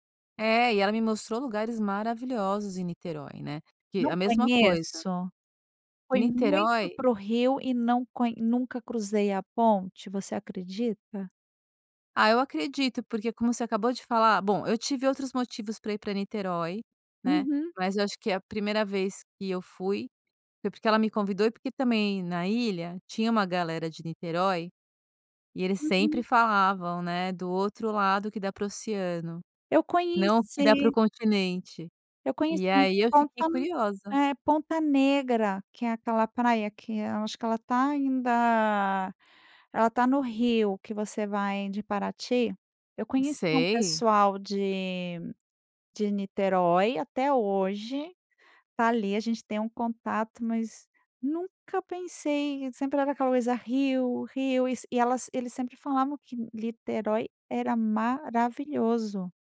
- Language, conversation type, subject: Portuguese, podcast, Como surgiu a amizade mais inesperada durante uma viagem?
- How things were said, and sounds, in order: none